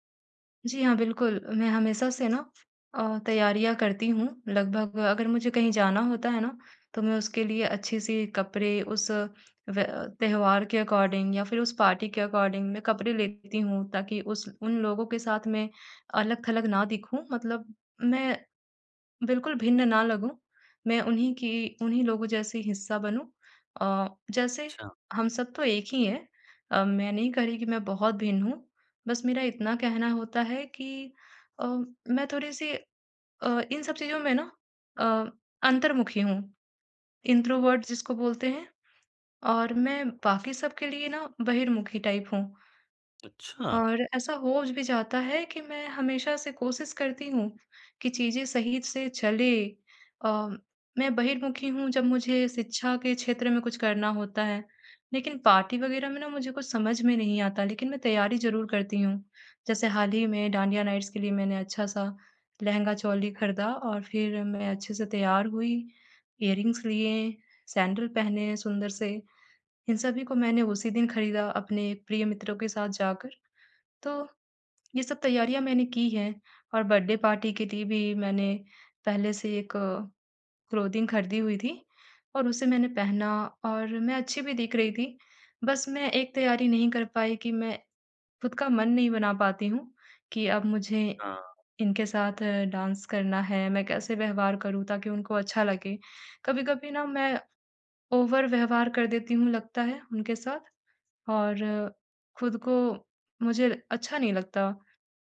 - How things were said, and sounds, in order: in English: "अकॉर्डिंग"; in English: "पार्टी"; in English: "अकॉर्डिंग"; in English: "इंट्रोवर्ट"; in English: "टाइप"; in English: "पार्टी"; in English: "नाइट्स"; in English: "इयररिंग्स"; in English: "बर्थडे"; in English: "क्लोथिंग"; in English: "डांस"; in English: "ओवर"
- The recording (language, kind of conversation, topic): Hindi, advice, पार्टी में सामाजिक दबाव और असहजता से कैसे निपटूँ?